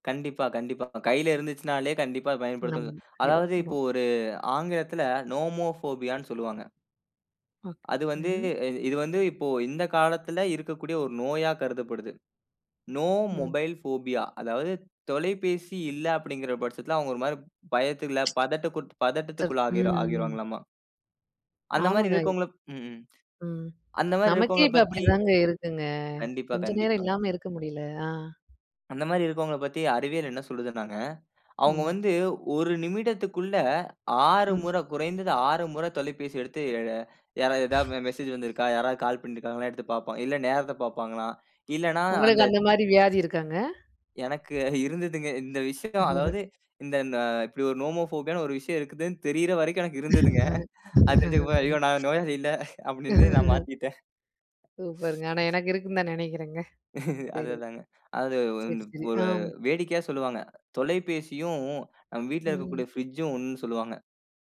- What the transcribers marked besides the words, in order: unintelligible speech; in English: "நோமோபோபியான்னு"; in English: "நோ மொபைல் போபியா"; tapping; other noise; laughing while speaking: "இருந்ததுங்க"; laugh; in English: "நோமோபோபியானு"; laugh; laughing while speaking: "இருந்ததுங்க. அது தெரிஞ்சு ஐயோ நான் நோயாளி இல்ல அப்படின்னு நான் மாத்திட்டேன்"; laugh; laugh
- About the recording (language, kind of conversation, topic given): Tamil, podcast, தொலைப்பேசியும் சமூக ஊடகங்களும் கவனத்தைச் சிதறடிக்கும் போது, அவற்றைப் பயன்படுத்தும் நேரத்தை நீங்கள் எப்படி கட்டுப்படுத்துவீர்கள்?